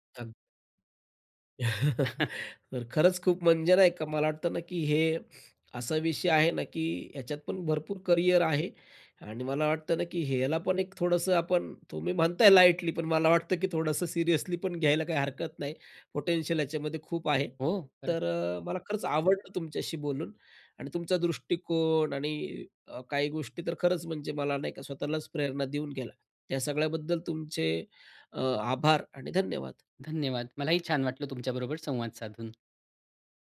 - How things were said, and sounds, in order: chuckle; in English: "पोटेन्शियल"; tapping
- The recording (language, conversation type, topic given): Marathi, podcast, तू सोशल मीडियावर तुझं काम कसं सादर करतोस?